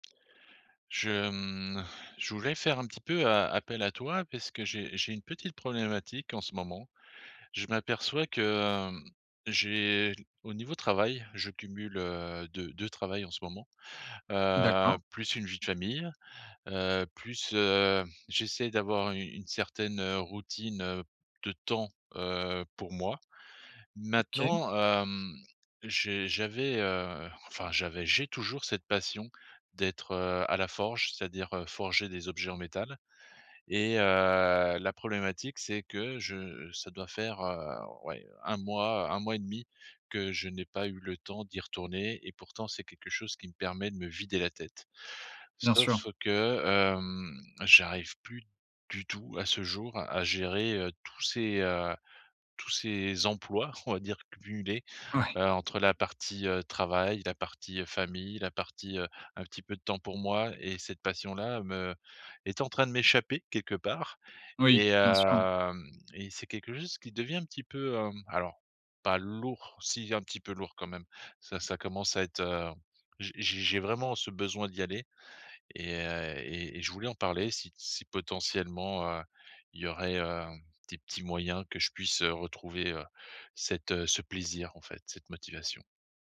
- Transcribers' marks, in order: drawn out: "heu"; chuckle; drawn out: "hem"; tapping; stressed: "lourd"
- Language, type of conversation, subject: French, advice, Comment trouver du temps pour mes passions malgré un emploi du temps chargé ?